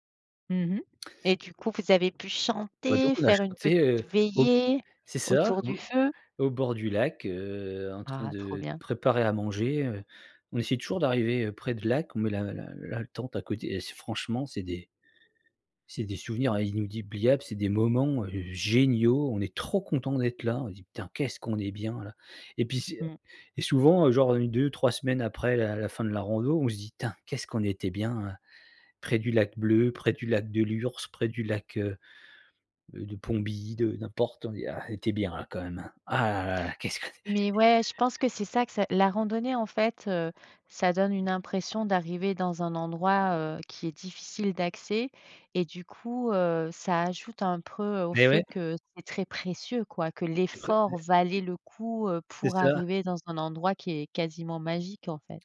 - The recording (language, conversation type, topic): French, podcast, Quelle randonnée t’a vraiment marqué, et pourquoi ?
- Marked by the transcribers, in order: stressed: "chanter"; stressed: "veillée"; "inoubliables" said as "inoudibliables"; stressed: "géniaux"; stressed: "trop"; chuckle; stressed: "précieux"; stressed: "l'effort valait"; tapping